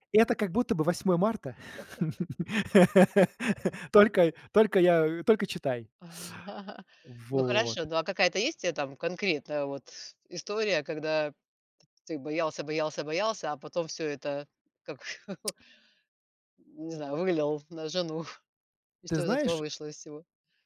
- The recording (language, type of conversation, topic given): Russian, podcast, Что вы делаете с идеями, которые боитесь показать?
- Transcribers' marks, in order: laugh; chuckle; chuckle; tapping; other background noise; chuckle